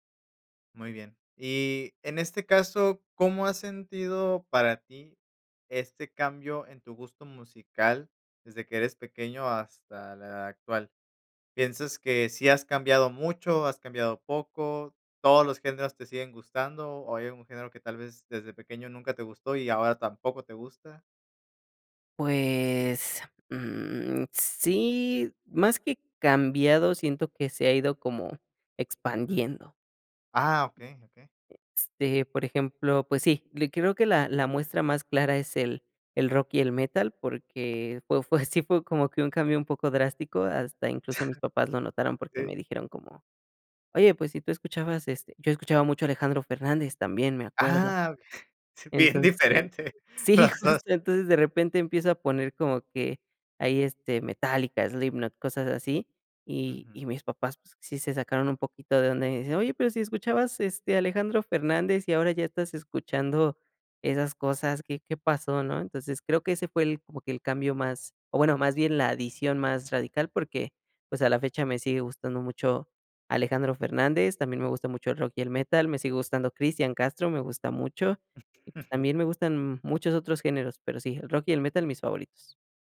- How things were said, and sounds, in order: drawn out: "Pues"; other background noise; giggle; laughing while speaking: "bien diferente los dos"; chuckle
- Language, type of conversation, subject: Spanish, podcast, ¿Qué canción te transporta a la infancia?